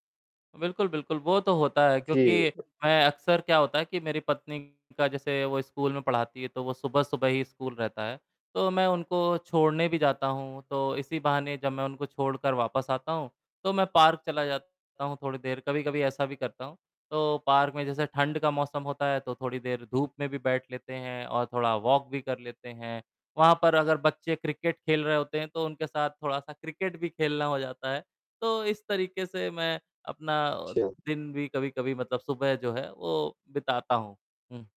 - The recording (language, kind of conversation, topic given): Hindi, unstructured, आपका दिन सुबह से कैसे शुरू होता है?
- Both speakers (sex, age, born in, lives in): male, 30-34, India, India; male, 35-39, India, India
- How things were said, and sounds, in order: static; distorted speech; in English: "वॉक"